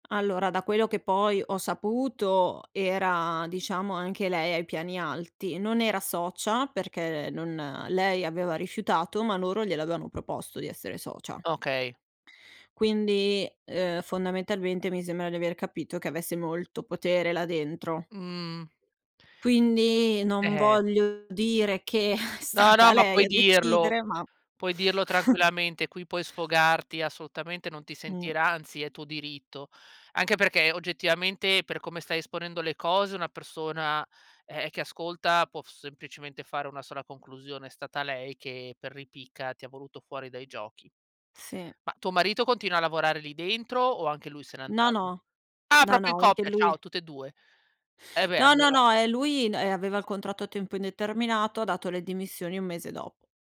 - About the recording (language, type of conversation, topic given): Italian, advice, Come posso ricostruire la mia identità dopo un grande cambiamento di vita, come un cambio di lavoro o una separazione?
- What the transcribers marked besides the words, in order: chuckle; laughing while speaking: "è stata"; chuckle; "assolutamente" said as "assoutamente"; other background noise; "proprio" said as "propio"